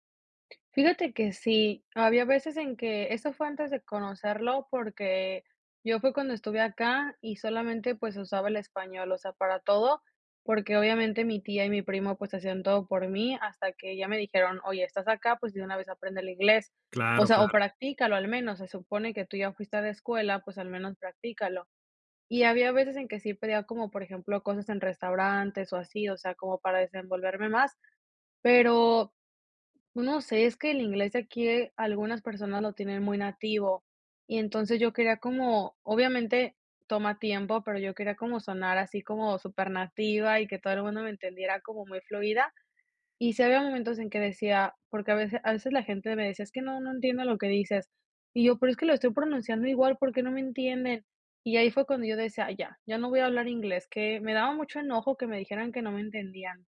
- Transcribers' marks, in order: tapping
- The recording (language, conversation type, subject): Spanish, podcast, ¿Cómo empezaste a estudiar un idioma nuevo y qué fue lo que más te ayudó?